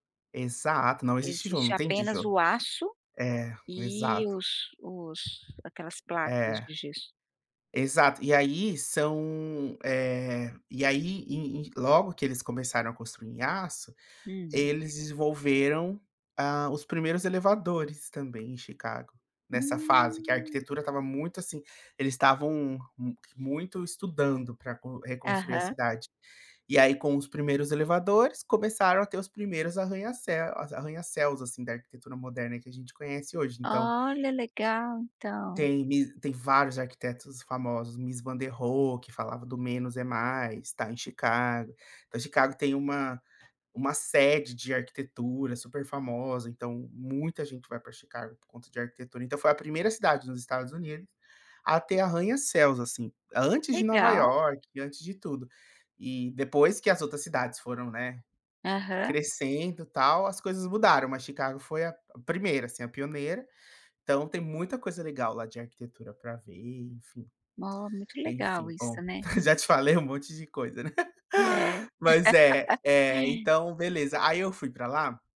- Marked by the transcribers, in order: other background noise; tapping; drawn out: "Hum"; tongue click; chuckle; laugh
- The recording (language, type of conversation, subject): Portuguese, podcast, Como foi conversar com alguém sem falar a mesma língua?